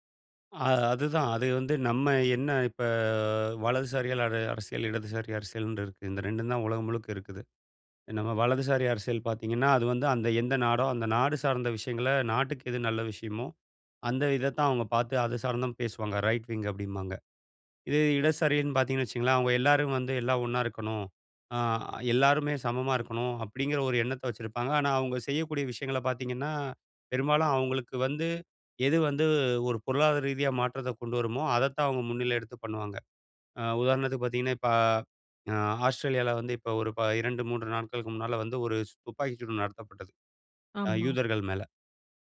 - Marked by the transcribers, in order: drawn out: "இப்ப"; in English: "ரைட் விங்"; "எண்ணத்தை" said as "எண்ணத்த"; "அதைத்தான்" said as "அதத்தான்"
- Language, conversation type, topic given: Tamil, podcast, செய்தி ஊடகங்கள் நம்பகமானவையா?